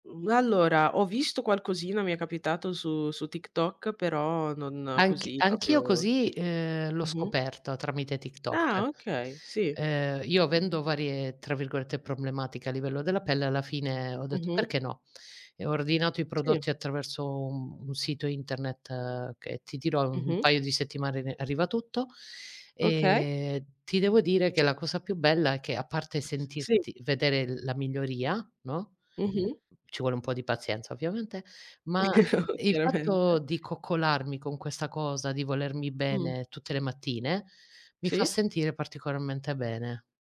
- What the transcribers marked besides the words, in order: "proprio" said as "propio"; tapping; other background noise; chuckle
- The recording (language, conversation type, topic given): Italian, unstructured, Qual è la tua routine mattutina e come ti fa sentire?